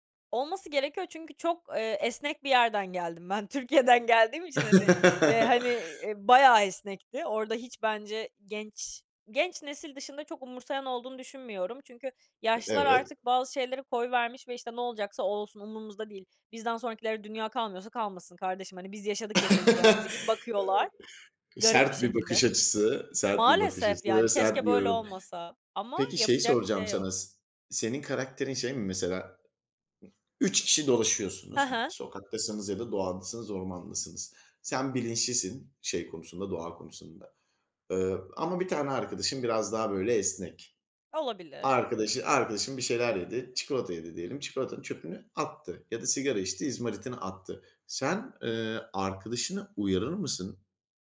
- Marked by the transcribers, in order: laughing while speaking: "Türkiye'den"; chuckle; chuckle; other noise; other background noise
- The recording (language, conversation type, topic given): Turkish, podcast, Çevreye büyük fayda sağlayan küçük değişiklikler hangileriydi?
- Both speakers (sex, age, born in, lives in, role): female, 20-24, Turkey, France, guest; male, 30-34, Turkey, Poland, host